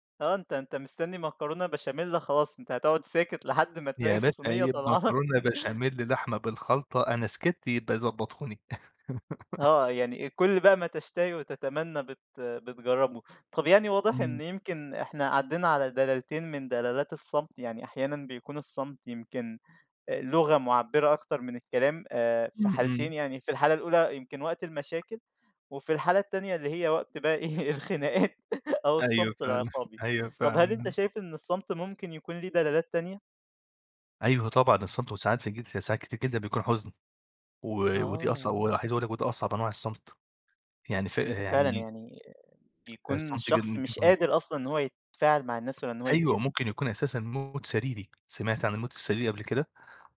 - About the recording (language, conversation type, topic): Arabic, podcast, إمتى بتحسّ إن الصمت بيحكي أكتر من الكلام؟
- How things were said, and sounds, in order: chuckle; laugh; tapping; laughing while speaking: "الخناقات"; unintelligible speech